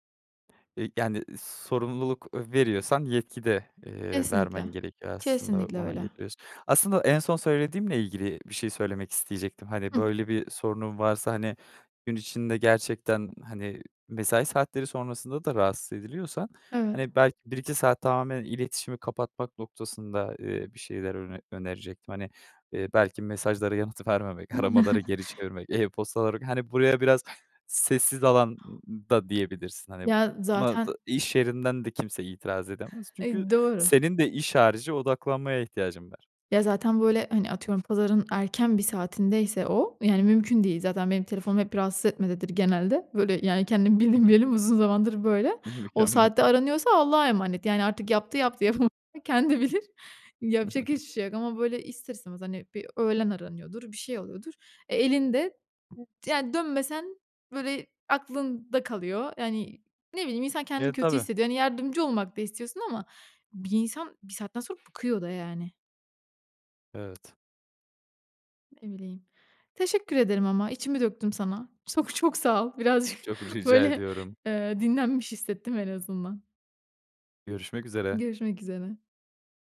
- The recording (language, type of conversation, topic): Turkish, advice, İş yerinde sürekli ulaşılabilir olmanız ve mesai dışında da çalışmanız sizden bekleniyor mu?
- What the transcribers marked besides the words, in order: other background noise; tapping; chuckle; laughing while speaking: "aramaları"; other noise; laughing while speaking: "bildim bileli"; unintelligible speech; chuckle; laughing while speaking: "Birazcık, böyle"